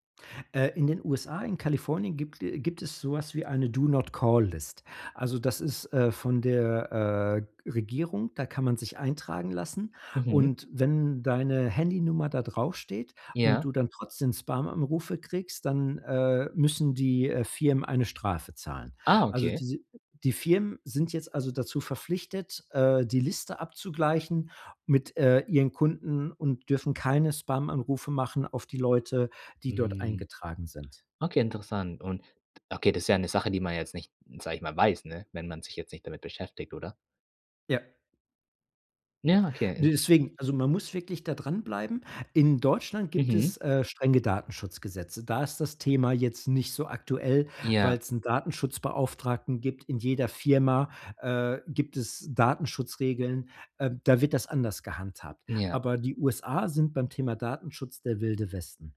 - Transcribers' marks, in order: in English: "Do-Not-Call-List"
- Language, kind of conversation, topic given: German, podcast, Wie gehst du mit deiner Privatsphäre bei Apps und Diensten um?